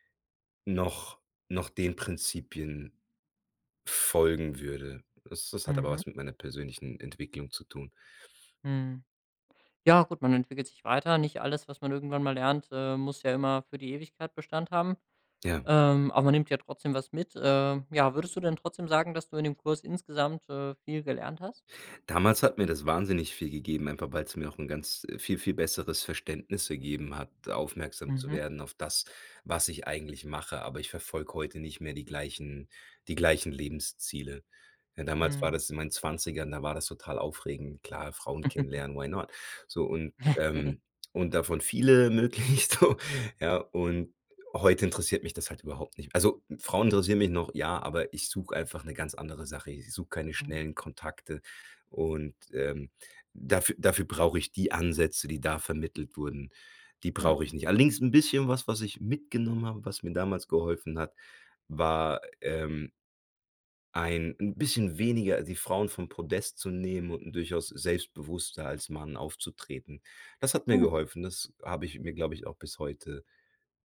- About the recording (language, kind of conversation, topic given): German, podcast, Wie nutzt du Technik fürs lebenslange Lernen?
- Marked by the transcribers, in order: chuckle; giggle; in English: "why not?"; laughing while speaking: "möglichst, so"